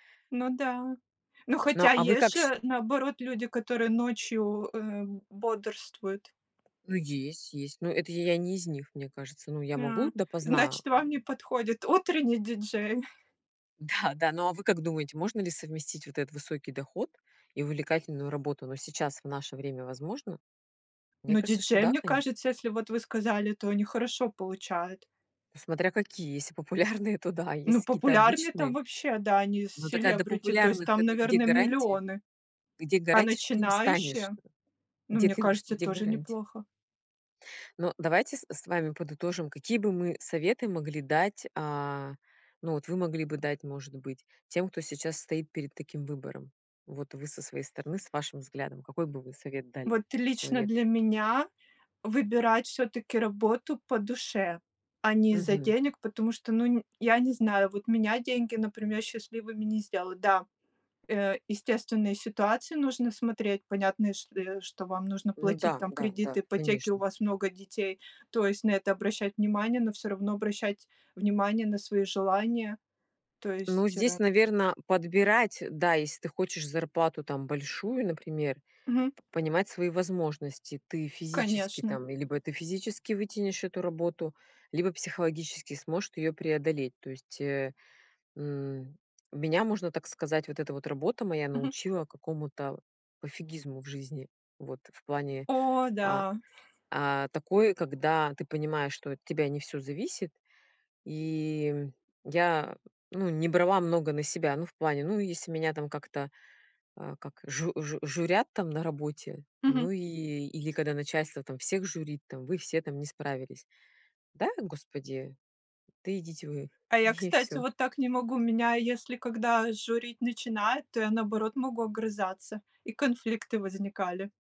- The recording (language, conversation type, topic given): Russian, unstructured, Как вы выбираете между высокой зарплатой и интересной работой?
- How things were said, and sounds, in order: tapping; chuckle; chuckle; "если" said as "есси"; "если" said as "есси"